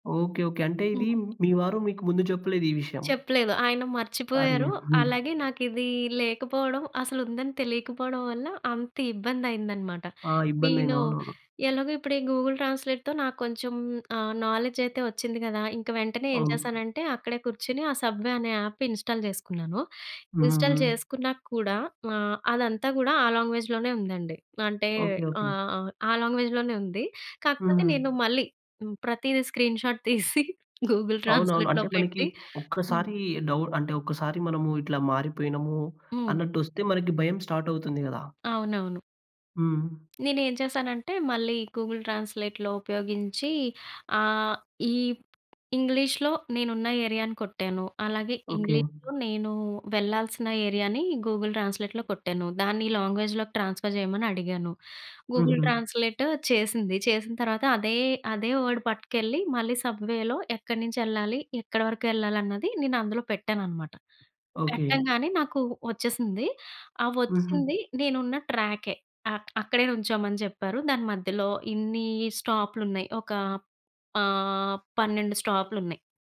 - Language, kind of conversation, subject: Telugu, podcast, అనుకోకుండా దారి తప్పిపోయినప్పుడు మీరు సాధారణంగా ఏమి చేస్తారు?
- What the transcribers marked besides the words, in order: in English: "ట్రాన్స్లేట్తో"; in English: "నాలెడ్జ్"; in English: "యాప్ ఇన్స్టాల్"; in English: "ఇన్స్టాల్"; in English: "లాంగ్వేజ్‌లోనే"; in English: "లాంగ్వేజ్‌లోనే"; in English: "స్క్రీన్ షాట్"; giggle; in English: "ట్రాన్స్లేట్‌లో"; in English: "డౌట్"; in English: "స్టార్ట్"; in English: "ట్రాన్స్లేట్‌లో"; in English: "ఇంగ్లీష్‌లో"; in English: "ఏరియాని"; in English: "ఇంగ్లీష్‌లో"; in English: "ఏరియాని"; in English: "ట్రాన్స్లేట్‌లో"; in English: "లాంగ్వేజ్‌లోకి ట్రాన్స్ఫర్"; in English: "ట్రాన్స్లేట్"; in English: "వర్డ్"; in English: "ట్రాకె"